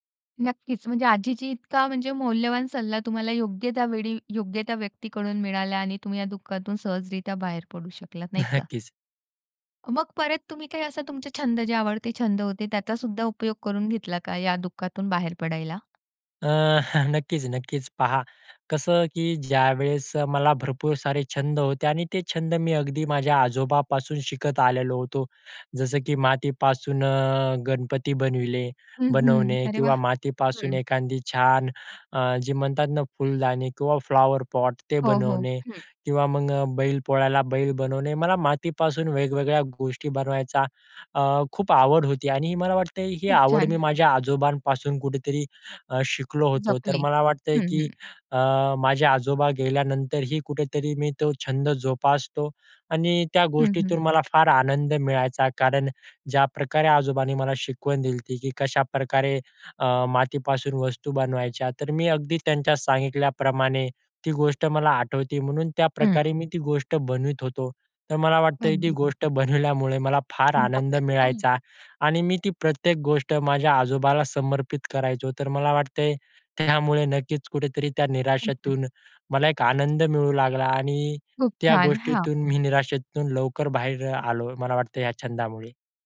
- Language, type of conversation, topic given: Marathi, podcast, निराश वाटल्यावर तुम्ही स्वतःला प्रेरित कसे करता?
- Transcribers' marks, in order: tapping; chuckle; background speech; unintelligible speech